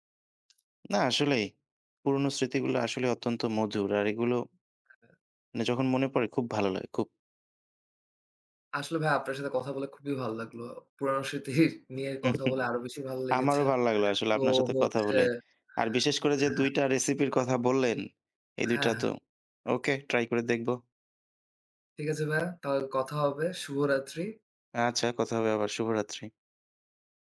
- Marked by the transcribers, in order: tapping; "ভাইয়া" said as "ভায়া"; other background noise; "স্মৃতির" said as "শিতির"; "তাহলে" said as "তাহল"
- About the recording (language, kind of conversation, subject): Bengali, unstructured, খাবার নিয়ে আপনার সবচেয়ে মজার স্মৃতিটি কী?